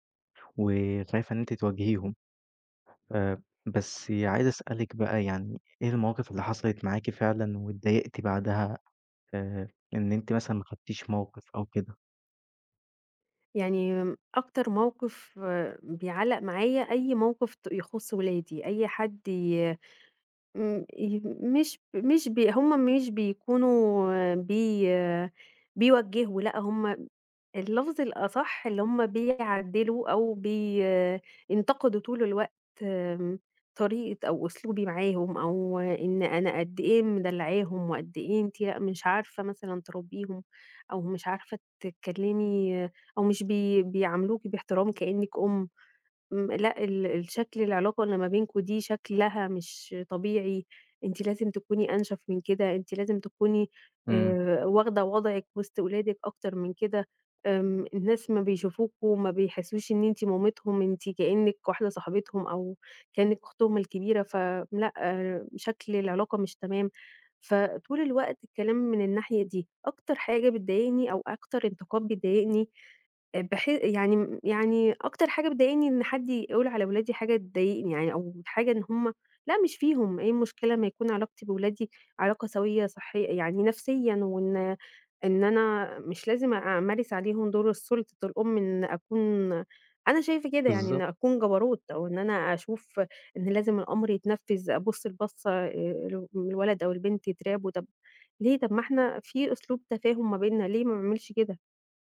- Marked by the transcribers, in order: tapping
- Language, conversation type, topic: Arabic, advice, إزاي أتعامل مع إحساسي إني مجبور أرضي الناس وبتهرّب من المواجهة؟